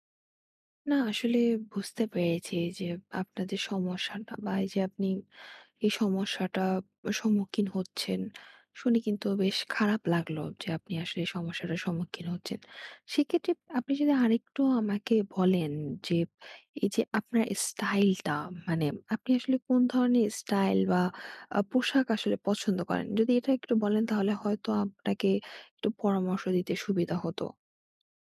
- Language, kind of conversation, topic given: Bengali, advice, বাজেটের মধ্যে কীভাবে স্টাইল গড়ে তুলতে পারি?
- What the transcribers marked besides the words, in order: tapping